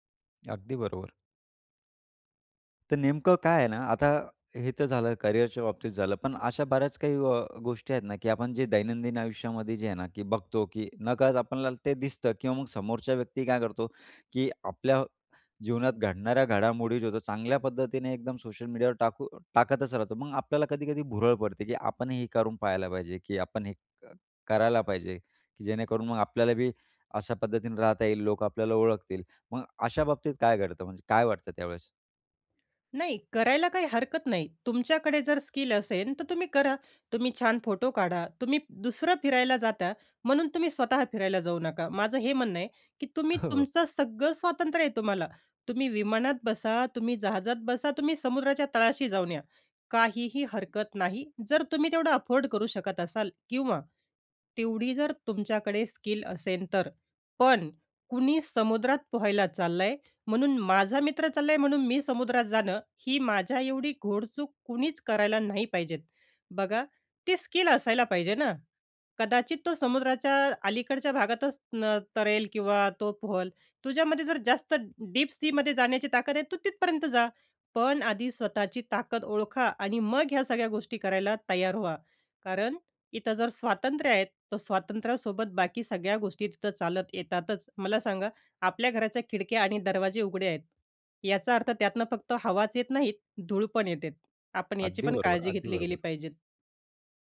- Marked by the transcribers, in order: other background noise; "असेल" said as "असेन"; tapping; in English: "अफोर्ड"; in English: "डीप सीमध्ये"; "येते" said as "येतेत"
- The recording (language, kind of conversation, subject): Marathi, podcast, इतरांशी तुलना कमी करण्याचा उपाय काय आहे?